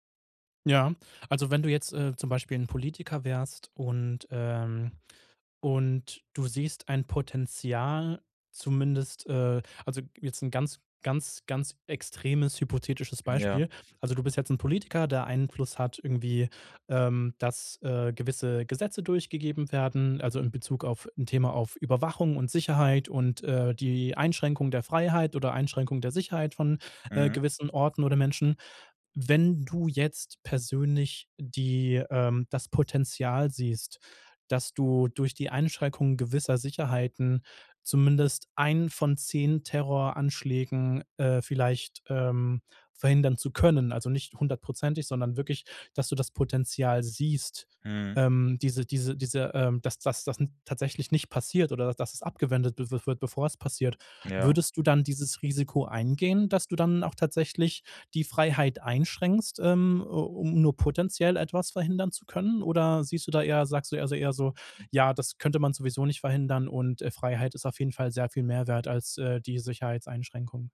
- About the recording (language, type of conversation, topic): German, podcast, Mal ehrlich: Was ist dir wichtiger – Sicherheit oder Freiheit?
- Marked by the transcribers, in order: stressed: "können"